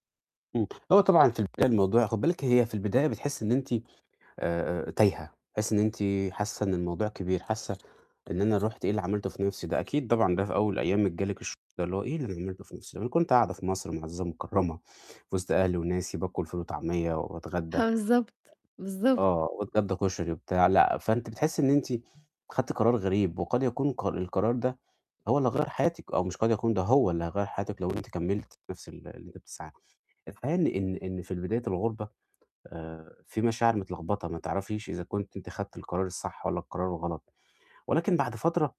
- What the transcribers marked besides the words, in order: distorted speech; laughing while speaking: "ه آه"; tapping
- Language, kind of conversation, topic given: Arabic, advice, إزاي أحافظ على صحتي الجسدية والنفسية وأنا بتأقلم بعد ما انتقلت لبلد جديد؟